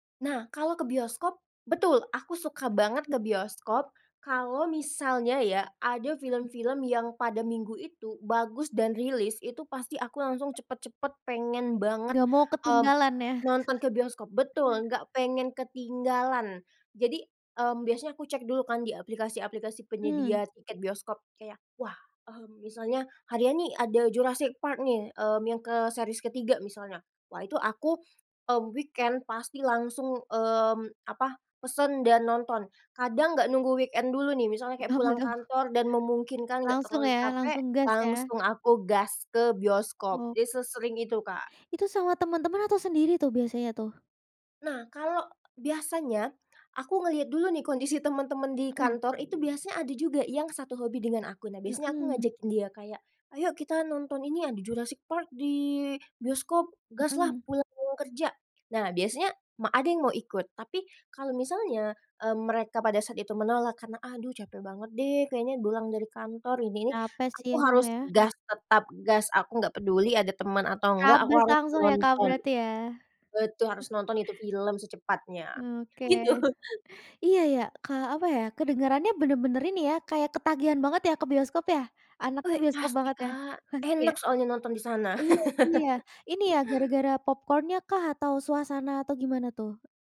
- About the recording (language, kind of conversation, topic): Indonesian, podcast, Bagaimana pengalaman menonton di bioskop dibandingkan menonton di rumah lewat layanan streaming?
- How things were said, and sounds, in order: chuckle; in English: "weekend"; in English: "weekend"; laughing while speaking: "Suka medem"; chuckle; laughing while speaking: "Gitu"; laugh; in English: "popcorn nya"; other background noise